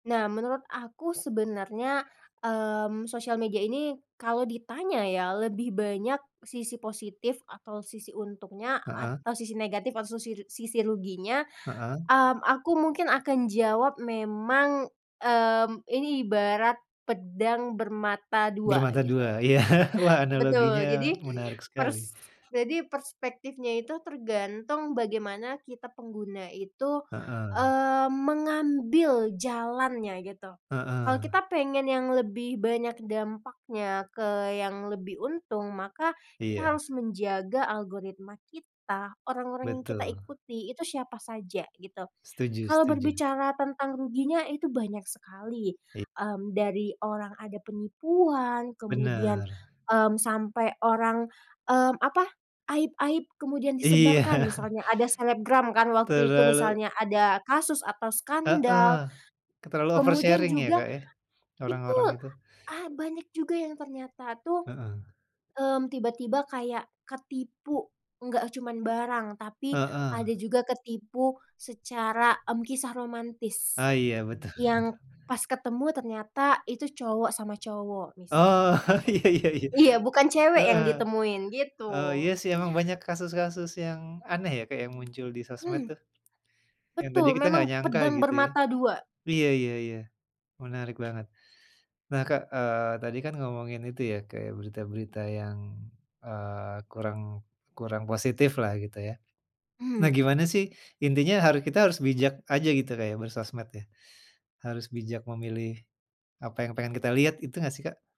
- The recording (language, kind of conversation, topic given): Indonesian, podcast, Menurutmu, media sosial lebih banyak memberi manfaat atau justru membawa kerugian?
- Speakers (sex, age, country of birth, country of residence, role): female, 25-29, Indonesia, Indonesia, guest; male, 45-49, Indonesia, Indonesia, host
- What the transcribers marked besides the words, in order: other background noise; laughing while speaking: "iya. Wah"; tapping; chuckle; in English: "over sharing"; other street noise; laughing while speaking: "iya iya iya"